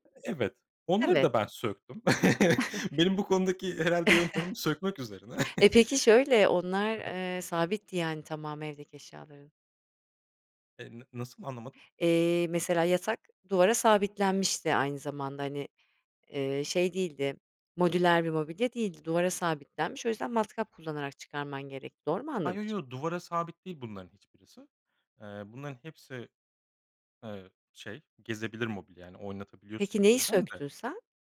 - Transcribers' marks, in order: other background noise; laugh; chuckle; laughing while speaking: "üzerine"; chuckle
- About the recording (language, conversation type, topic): Turkish, podcast, Dar bir evi daha geniş hissettirmek için neler yaparsın?